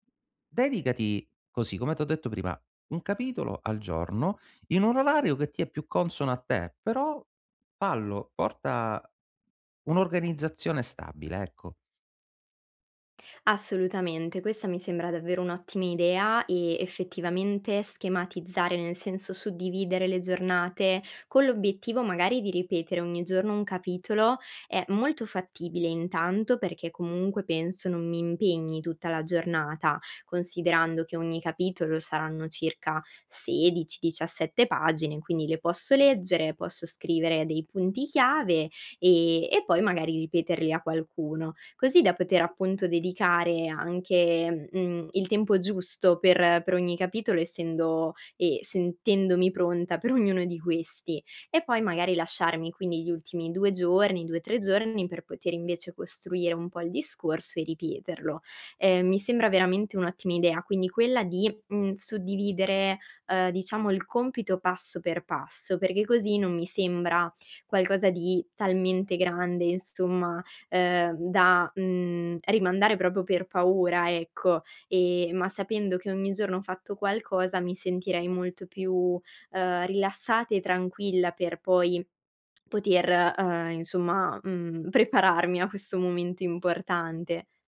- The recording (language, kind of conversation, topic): Italian, advice, Come fai a procrastinare quando hai compiti importanti e scadenze da rispettare?
- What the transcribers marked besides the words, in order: laughing while speaking: "prepararmi"